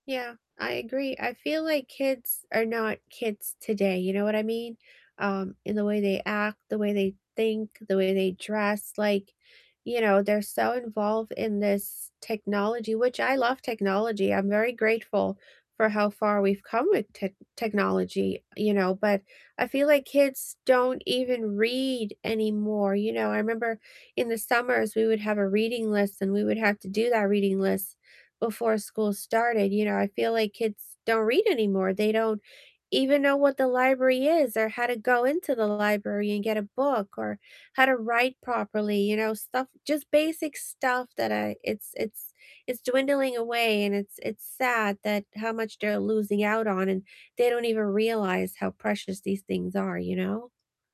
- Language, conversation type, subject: English, unstructured, Which nearby trail or neighborhood walk do you love recommending, and why should we try it together?
- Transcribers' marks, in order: tapping; distorted speech